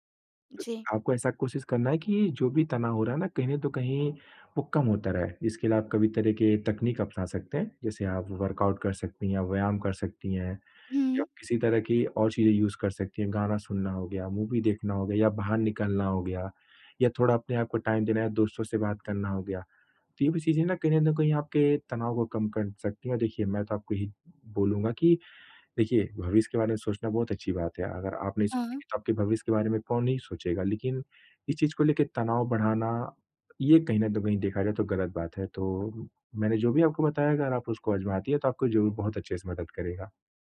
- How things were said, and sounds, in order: in English: "वर्कआउट"; in English: "यूज़"; in English: "मूवी"; in English: "टाइम"
- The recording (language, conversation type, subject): Hindi, advice, तनाव कम करने के लिए रोज़मर्रा की खुद-देखभाल में कौन-से सरल तरीके अपनाए जा सकते हैं?